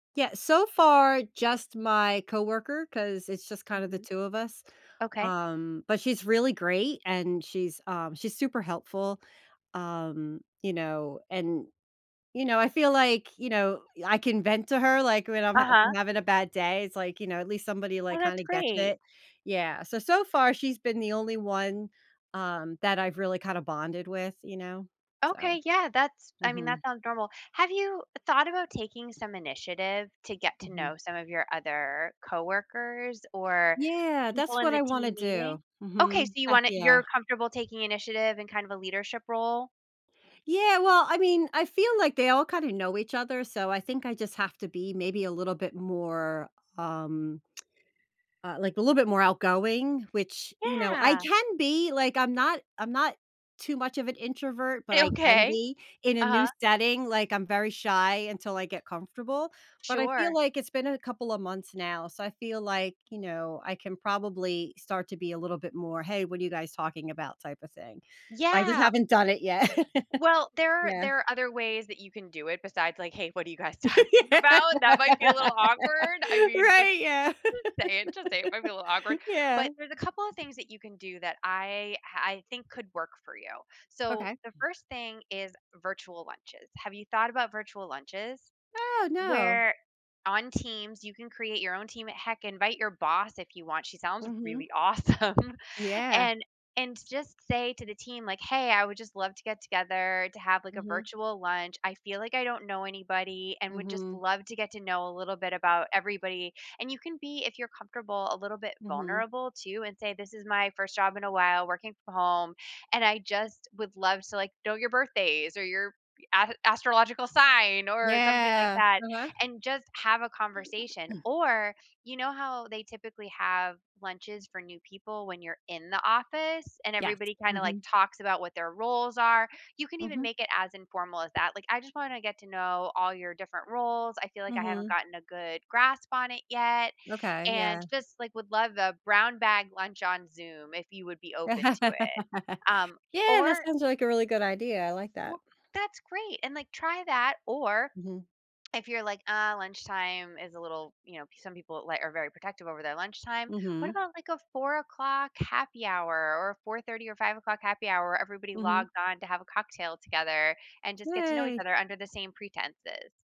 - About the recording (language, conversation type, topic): English, advice, How do I manage excitement and nerves when starting a new job?
- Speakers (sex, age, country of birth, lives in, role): female, 40-44, United States, United States, advisor; female, 50-54, United States, United States, user
- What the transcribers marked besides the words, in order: other background noise; tsk; laughing while speaking: "okay"; tapping; laughing while speaking: "yet"; laugh; laughing while speaking: "talking"; laugh; laughing while speaking: "awesome"; laugh